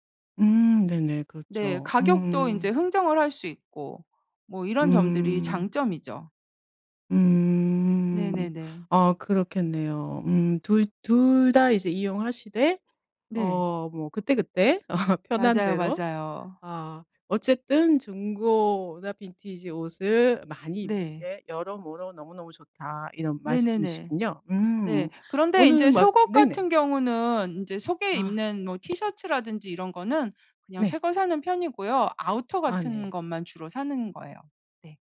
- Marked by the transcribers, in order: other background noise; laugh
- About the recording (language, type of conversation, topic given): Korean, podcast, 중고 옷이나 빈티지 옷을 즐겨 입으시나요? 그 이유는 무엇인가요?